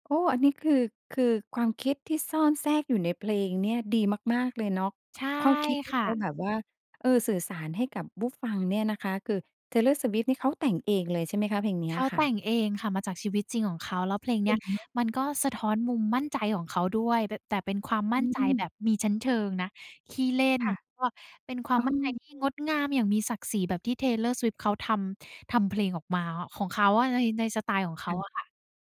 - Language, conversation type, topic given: Thai, podcast, เพลงไทยหรือเพลงต่างประเทศ เพลงไหนสะท้อนความเป็นตัวคุณมากกว่ากัน?
- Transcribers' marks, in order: none